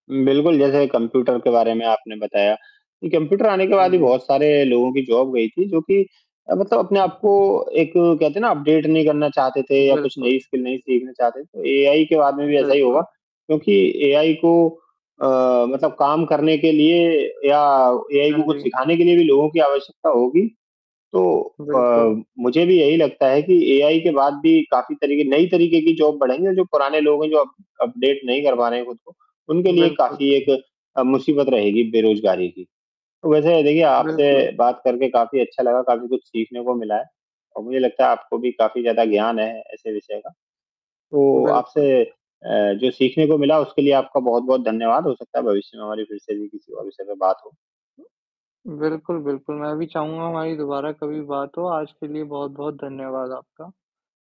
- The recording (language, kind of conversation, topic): Hindi, unstructured, आपके अनुसार विज्ञान ने हमारे जीवन में सबसे बड़ा बदलाव क्या किया है?
- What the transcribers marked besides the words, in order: distorted speech; static; in English: "जॉब"; in English: "अपडेट"; in English: "स्किल"; in English: "जॉब"; in English: "अप अपडेट"